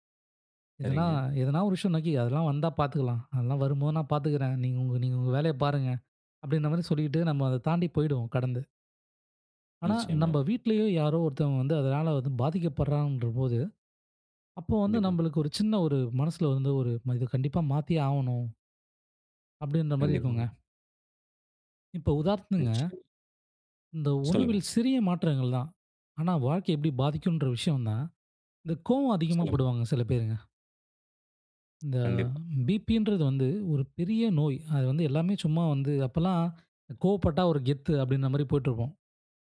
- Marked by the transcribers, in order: "உதாரணத்துங்க" said as "உதார்த்துங்க"
- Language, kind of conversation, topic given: Tamil, podcast, உணவில் சிறிய மாற்றங்கள் எப்படி வாழ்க்கையை பாதிக்க முடியும்?